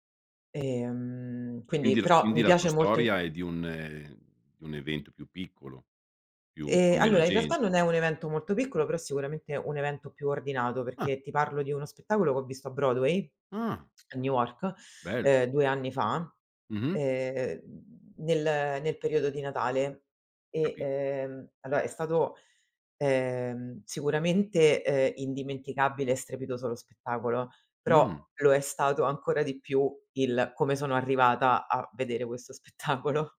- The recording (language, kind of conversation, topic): Italian, podcast, Qual è un concerto o uno spettacolo dal vivo che non dimenticherai mai?
- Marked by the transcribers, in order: tapping; "New York" said as "niuork"; laughing while speaking: "spettacolo"